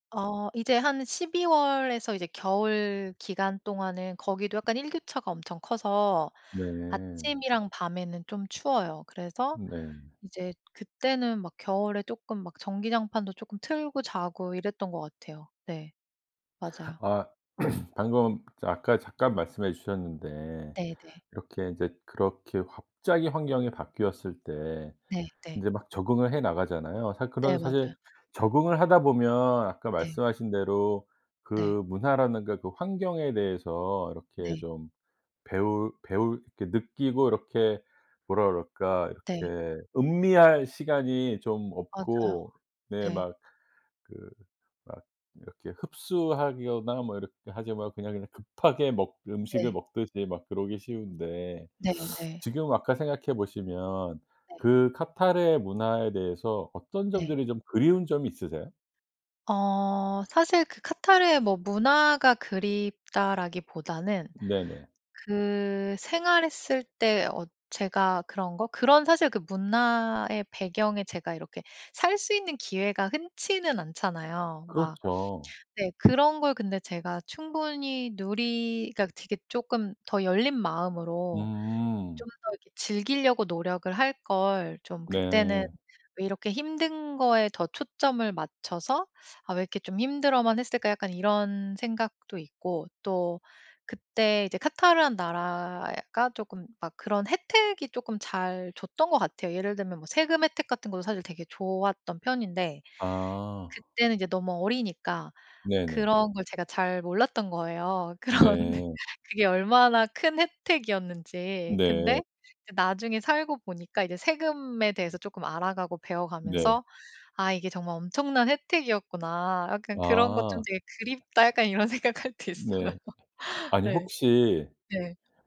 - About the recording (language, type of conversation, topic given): Korean, podcast, 갑자기 환경이 바뀌었을 때 어떻게 적응하셨나요?
- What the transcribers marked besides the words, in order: other background noise; throat clearing; "와서" said as "와카"; tapping; laughing while speaking: "그런"; laughing while speaking: "약간 이런 생각 할 때 있어요"